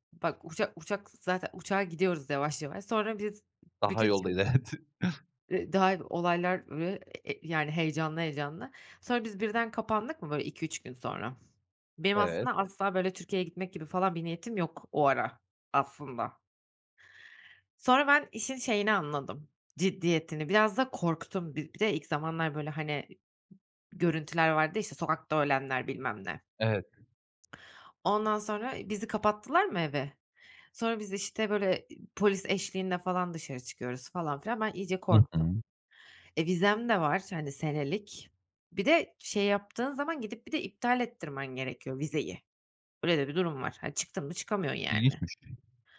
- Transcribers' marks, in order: tapping; other background noise; laughing while speaking: "evet"; unintelligible speech
- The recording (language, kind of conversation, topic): Turkish, podcast, Uçağı kaçırdığın bir anın var mı?